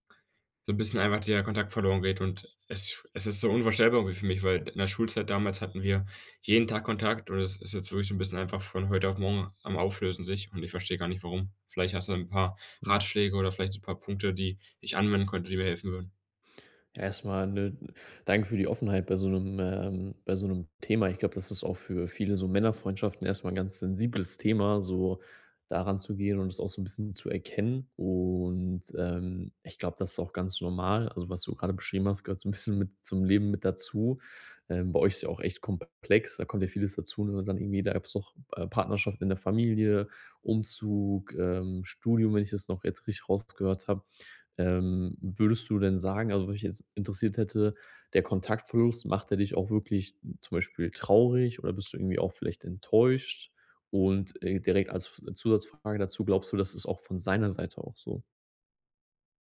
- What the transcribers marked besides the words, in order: none
- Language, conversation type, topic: German, advice, Wie gehe ich am besten mit Kontaktverlust in Freundschaften um?